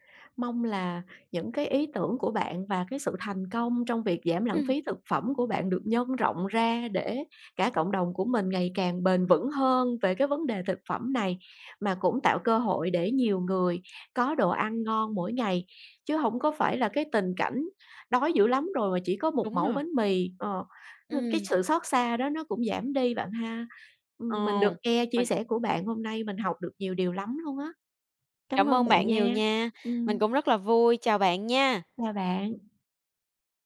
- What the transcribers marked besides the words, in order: tapping; other background noise
- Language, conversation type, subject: Vietnamese, podcast, Bạn làm thế nào để giảm lãng phí thực phẩm?